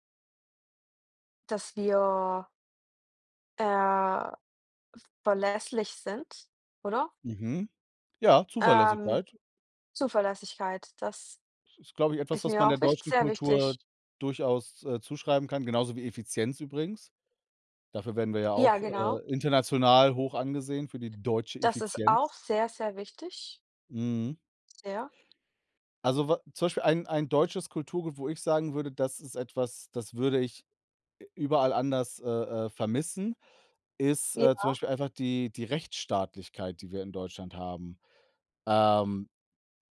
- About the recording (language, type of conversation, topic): German, unstructured, Was verbindet dich am meisten mit deiner Kultur?
- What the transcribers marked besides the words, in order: stressed: "deutsche"